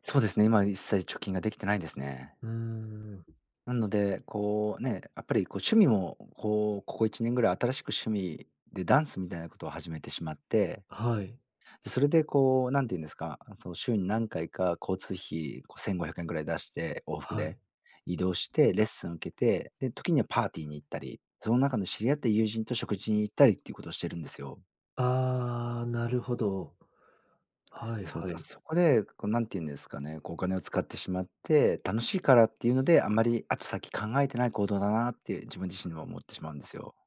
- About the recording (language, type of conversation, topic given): Japanese, advice, 貯金する習慣や予算を立てる習慣が身につかないのですが、どうすれば続けられますか？
- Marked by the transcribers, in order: none